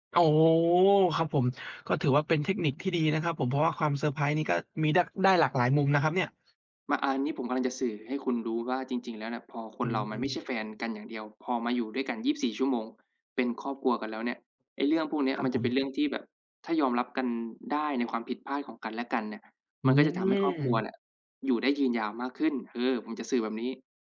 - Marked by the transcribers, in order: tapping
- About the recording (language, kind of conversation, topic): Thai, unstructured, เวลาที่คุณมีความสุขที่สุดกับครอบครัวของคุณคือเมื่อไหร่?